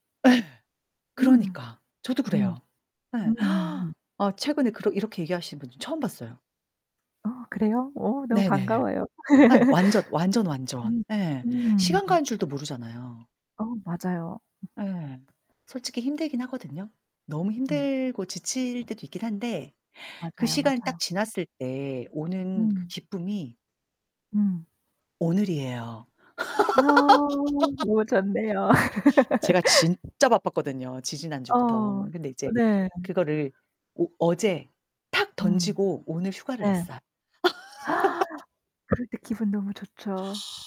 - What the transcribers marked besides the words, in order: tapping; gasp; distorted speech; laugh; laugh; laugh; other background noise; gasp; laugh
- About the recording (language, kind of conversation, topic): Korean, unstructured, 좋아하는 일에 몰입할 때 기분이 어떤가요?